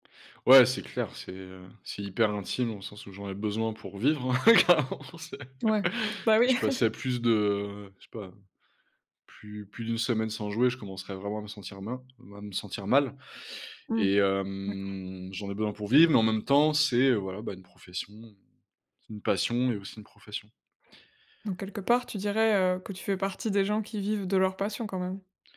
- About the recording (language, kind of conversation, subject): French, podcast, Comment la musique t’aide-t-elle à exprimer tes émotions ?
- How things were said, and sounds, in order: laughing while speaking: "carrément, c'est"; chuckle; drawn out: "hem"